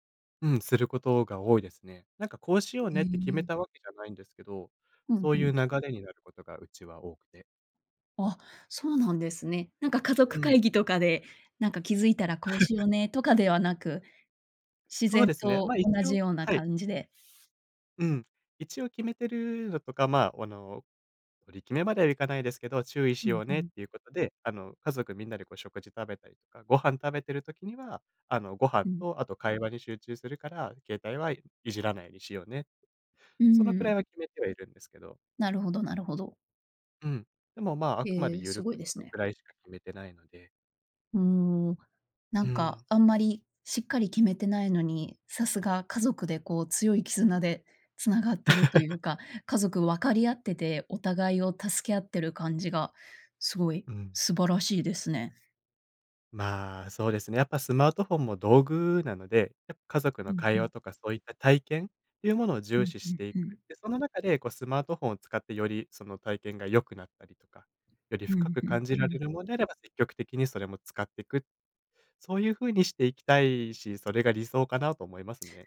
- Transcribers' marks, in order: other noise; laugh; laugh
- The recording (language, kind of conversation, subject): Japanese, podcast, スマホ依存を感じたらどうしますか？